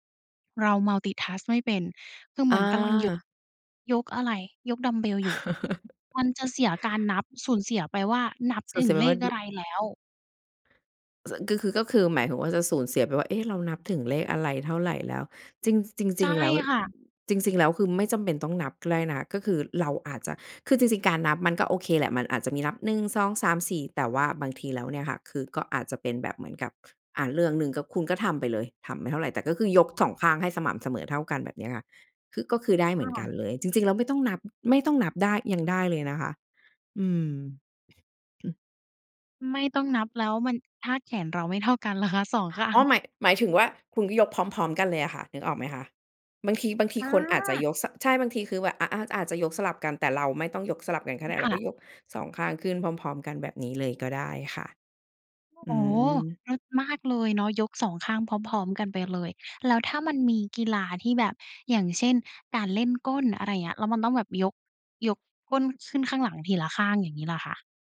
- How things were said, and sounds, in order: in English: "multitask"; chuckle; other noise; throat clearing; tongue click; other background noise
- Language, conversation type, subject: Thai, advice, คุณมักลืมกินยา หรือทำตามแผนการดูแลสุขภาพไม่สม่ำเสมอใช่ไหม?